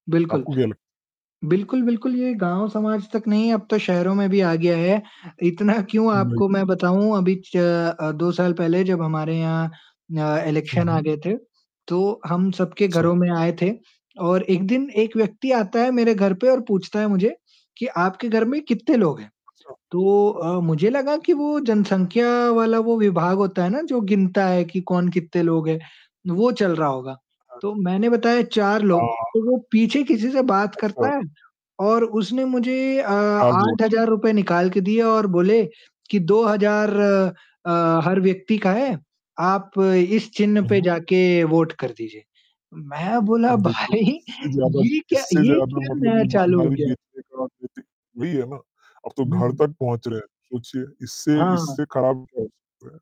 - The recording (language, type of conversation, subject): Hindi, unstructured, क्या सत्ता में आने के लिए कोई भी तरीका सही माना जा सकता है?
- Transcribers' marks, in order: static; laughing while speaking: "इतना क्यों"; in English: "इलेक्शन"; distorted speech; tapping; other noise; laughing while speaking: "भाई ये क्या ये क्या नया चालू"